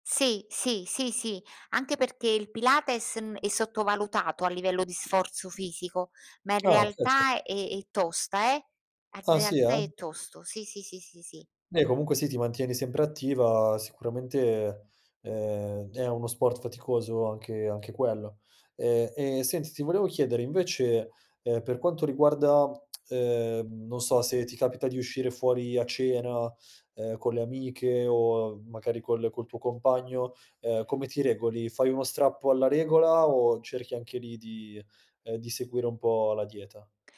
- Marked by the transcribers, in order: other background noise; tapping; "In" said as "An"
- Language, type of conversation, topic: Italian, podcast, Come ti prendi cura della tua alimentazione ogni giorno?